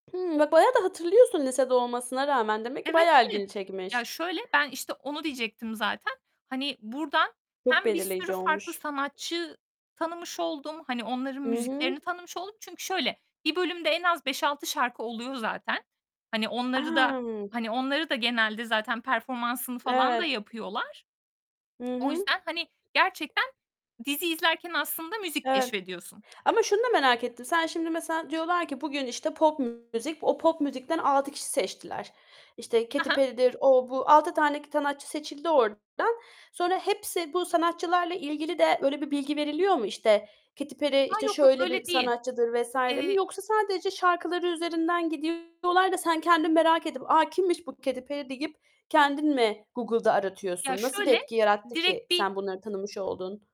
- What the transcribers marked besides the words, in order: other background noise; distorted speech; tapping; static
- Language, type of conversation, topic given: Turkish, podcast, Müzik zevkini sence en çok kim ya da ne etkiledi?